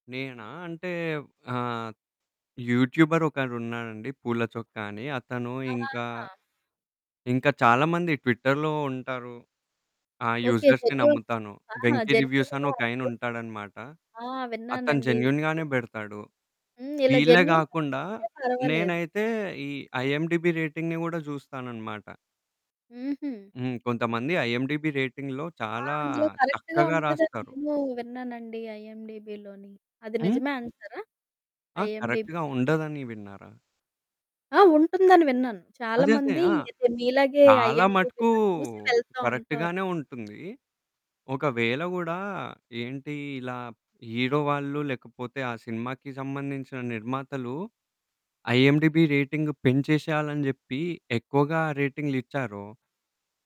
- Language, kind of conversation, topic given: Telugu, podcast, సినిమా రీమేక్‌లు నిజంగా అవసరమా, లేక అవి సినిమాల విలువను తగ్గిస్తాయా?
- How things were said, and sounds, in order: static; in English: "ట్విట్టర్‌లో"; in English: "యూజర్స్‌ని"; in English: "జెన్యూన్"; in English: "జెన్యూన్‌గా"; in English: "జెన్యూన్‌గానే"; in English: "యెస్"; in English: "జెన్యూన్‌గా"; in English: "ఐఎండీబీ రేటింగ్‌ని"; in English: "ఐఎండీబీ రేటింగ్‌లో"; in English: "కరెక్ట్‌గా"; in English: "ఐఎండీబిలోని"; in English: "ఐఎండీబీ‌ది"; in English: "కరెక్ట్‌గా"; in English: "ఐఎండీబీ‌లో"; in English: "కరెక్ట్‌గానే"; other background noise; in English: "హీరో"; in English: "ఐఎండీబీ రేటింగ్"